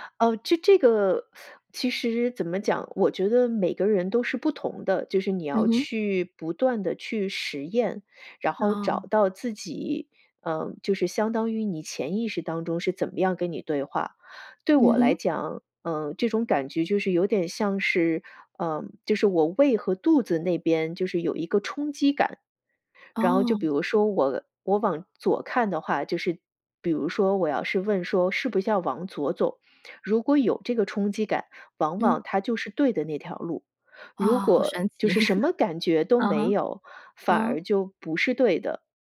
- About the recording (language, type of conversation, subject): Chinese, podcast, 当直觉与逻辑发生冲突时，你会如何做出选择？
- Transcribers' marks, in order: other background noise; laughing while speaking: "好神奇"